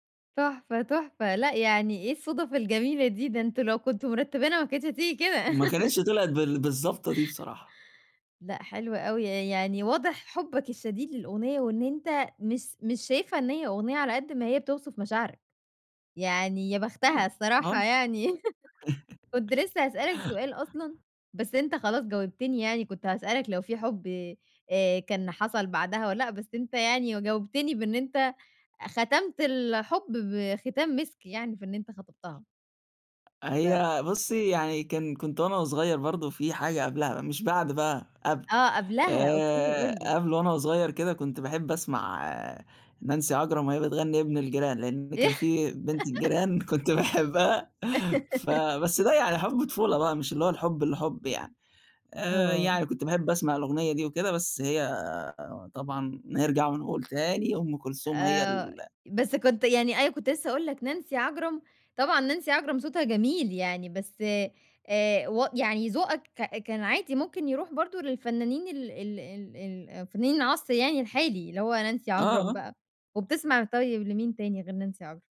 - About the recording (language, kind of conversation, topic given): Arabic, podcast, إيه الأغنية اللي بتفكّرك بأول حب؟
- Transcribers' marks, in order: giggle; laugh; giggle; tapping; giggle; laughing while speaking: "كنت باحبها"; giggle; unintelligible speech